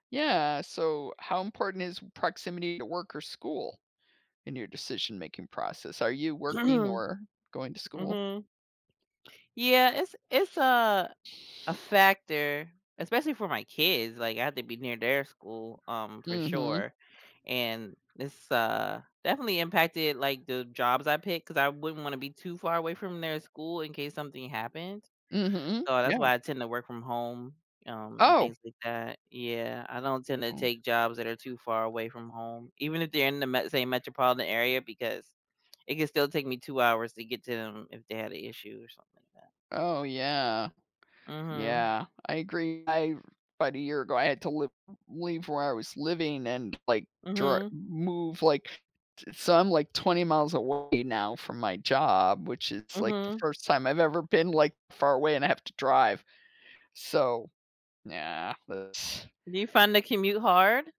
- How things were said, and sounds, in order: throat clearing; tapping; other background noise; surprised: "Oh"; other noise
- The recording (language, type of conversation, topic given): English, unstructured, How do you decide what makes a place feel like home?
- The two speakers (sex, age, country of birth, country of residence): female, 40-44, United States, United States; female, 60-64, Italy, United States